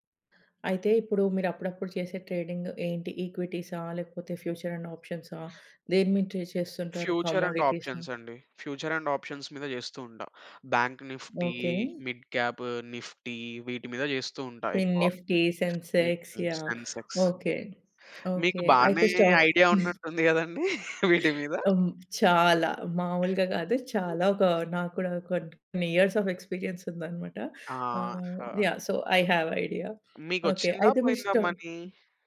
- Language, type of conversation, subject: Telugu, podcast, కాలక్రమంలో మీకు పెద్ద లాభం తీసుకొచ్చిన చిన్న ఆర్థిక నిర్ణయం ఏది?
- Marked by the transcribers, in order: in English: "ట్రేడింగ్"; in English: "ఈక్విటీసా?"; in English: "ఫ్యూచర్ అండ్ ఆప్షన్సా?"; in English: "ట్రేడ్"; in English: "ఫ్యూచర్ అండ్ ఆప్షన్స్"; in English: "ఫ్యూచర్ అండ్ ఆప్షన్స్"; in English: "బాంక్ నిఫ్టీ, మిడ్ క్యాబ్ నిఫ్టీ"; in English: "ఫిన్‌ఎఫ్‌టీ, సెన్సెక్స్"; in English: "సెన్సెక్స్"; in English: "స్టాక్"; chuckle; laughing while speaking: "వీటి మీద?"; other background noise; in English: "ఇయర్స్ ఆఫ్ ఎక్స్పీరియన్స్"; in English: "యాహ్! సో ఐ హేవ్ ఐడియా"; in English: "మనీ?"